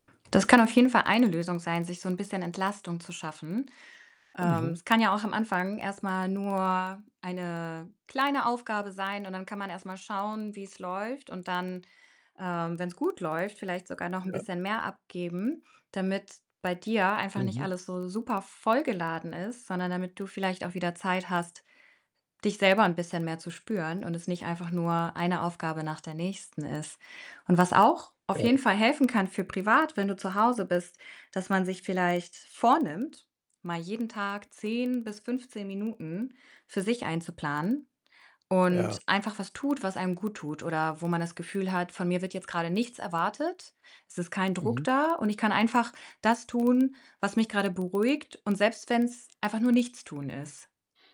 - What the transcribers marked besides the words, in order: other background noise; distorted speech; static
- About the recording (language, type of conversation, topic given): German, advice, Wie kann ich damit umgehen, dass ich ständig Überstunden mache und kaum Zeit für Familie und Erholung habe?